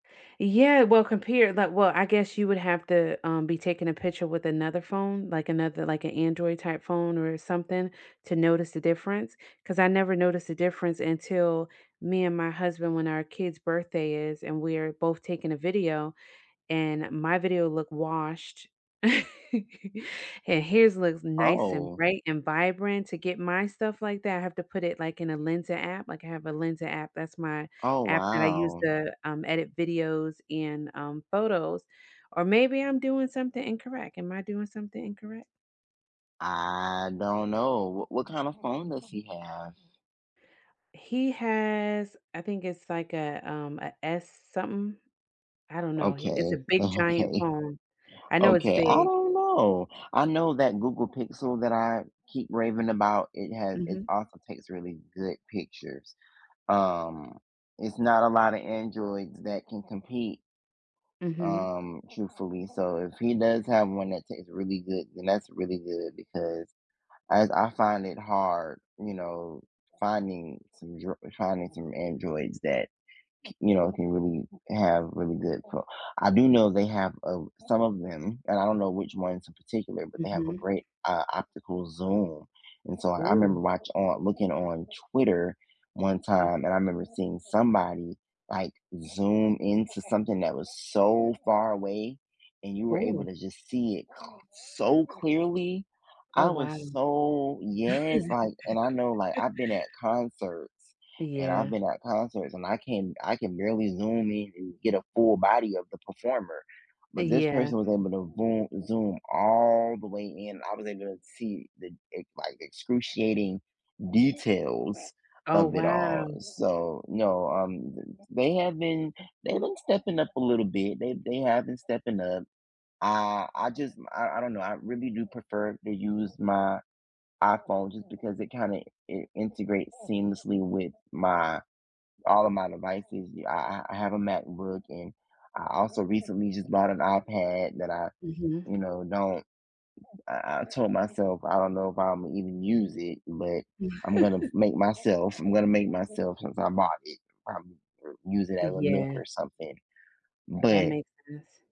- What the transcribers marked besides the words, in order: chuckle; drawn out: "I"; chuckle; tapping; chuckle
- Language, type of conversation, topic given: English, unstructured, What differences did you notice when switching between iOS and Android that reshaped your habits, surprised you, and affected your daily use?
- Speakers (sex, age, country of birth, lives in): female, 40-44, United States, United States; male, 20-24, United States, United States